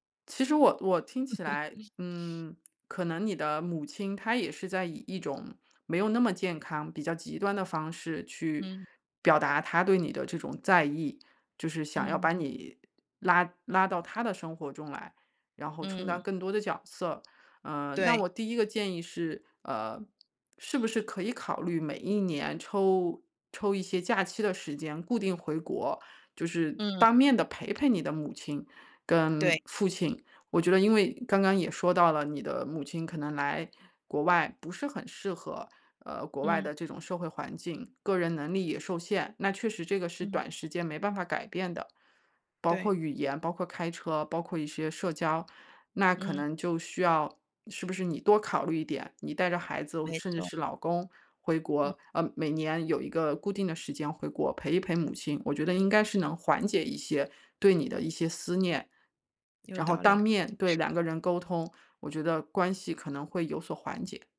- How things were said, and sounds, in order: chuckle
- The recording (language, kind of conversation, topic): Chinese, advice, 我该如何处理与父母因生活决定发生的严重争执？